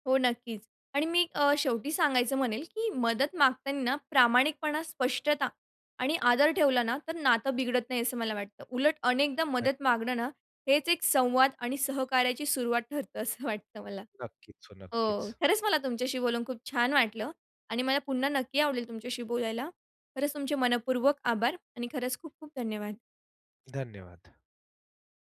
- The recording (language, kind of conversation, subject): Marathi, podcast, एखाद्याकडून मदत मागायची असेल, तर तुम्ही विनंती कशी करता?
- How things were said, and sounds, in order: other background noise